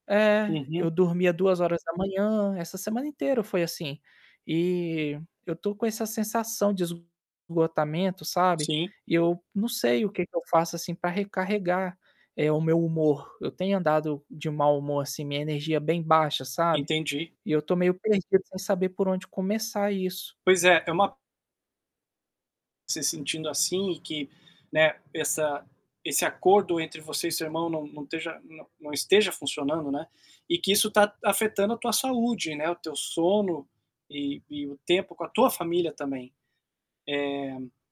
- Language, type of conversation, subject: Portuguese, advice, Como é cuidar de um familiar doente e lidar com o esgotamento emocional?
- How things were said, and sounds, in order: distorted speech; tapping